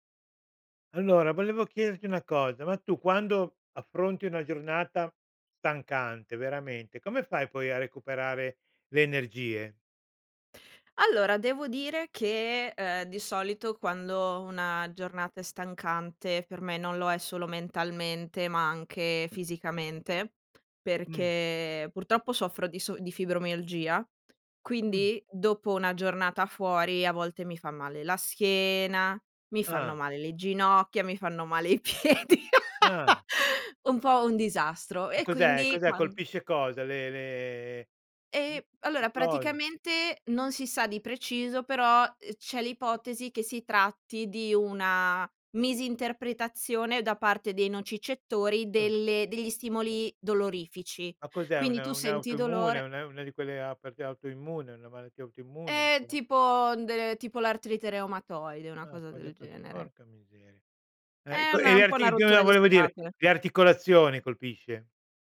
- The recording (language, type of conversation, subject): Italian, podcast, Come fai a recuperare le energie dopo una giornata stancante?
- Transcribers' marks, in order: tapping; laughing while speaking: "piedi"; laugh; unintelligible speech